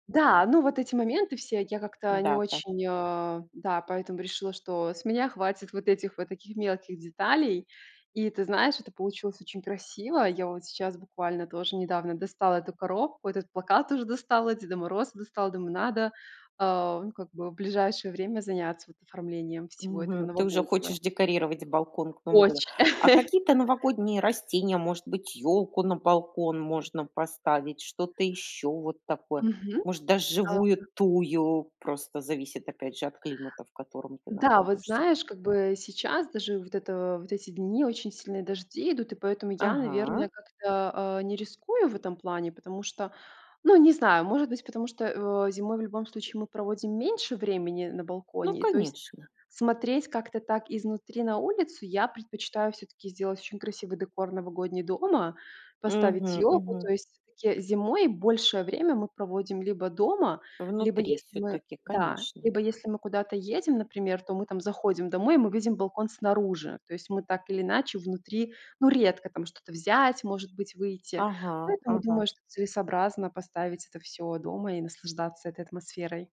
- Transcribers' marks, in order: chuckle
- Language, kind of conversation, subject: Russian, podcast, Какой балкон или лоджия есть в твоём доме и как ты их используешь?